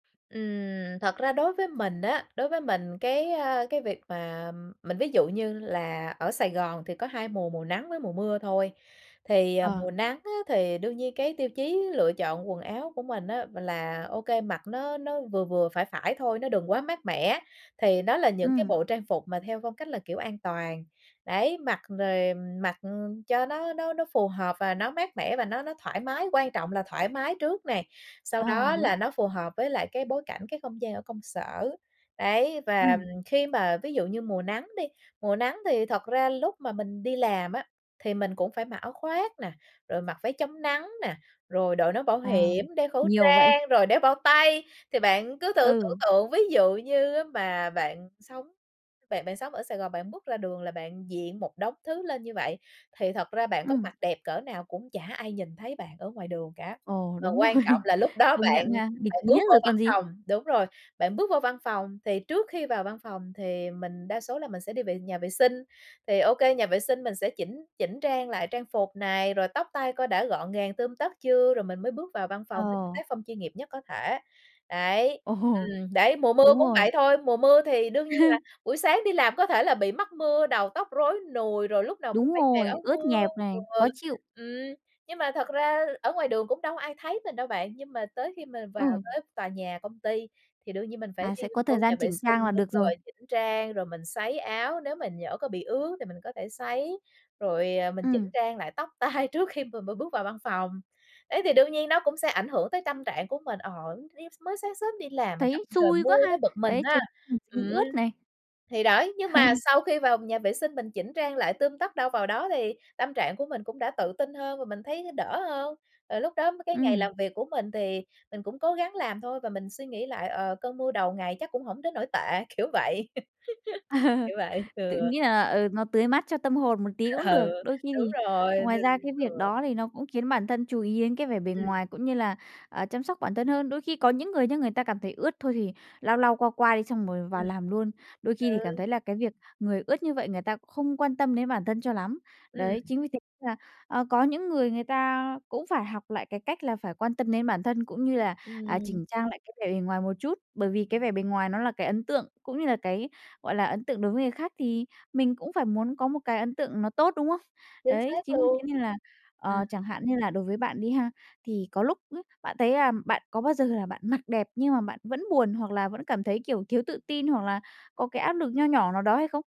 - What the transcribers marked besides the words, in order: tapping; other background noise; laughing while speaking: "đó"; laughing while speaking: "rồi"; laughing while speaking: "Ồ"; chuckle; laughing while speaking: "tai"; unintelligible speech; chuckle; laugh; laughing while speaking: "kiểu"; laugh; laughing while speaking: "Ừ"
- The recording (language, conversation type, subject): Vietnamese, podcast, Phong cách ăn mặc ảnh hưởng đến tâm trạng của bạn như thế nào?